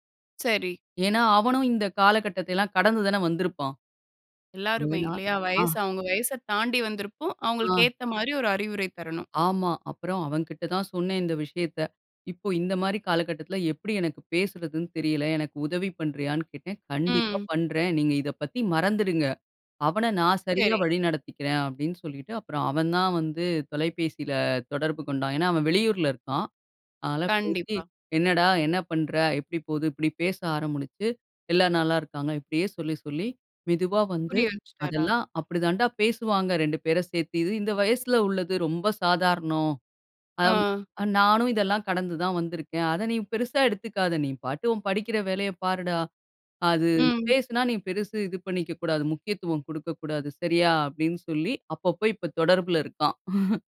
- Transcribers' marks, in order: other background noise; unintelligible speech; chuckle
- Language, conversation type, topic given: Tamil, podcast, பிள்ளைகளுக்கு முதலில் எந்த மதிப்புகளை கற்றுக்கொடுக்க வேண்டும்?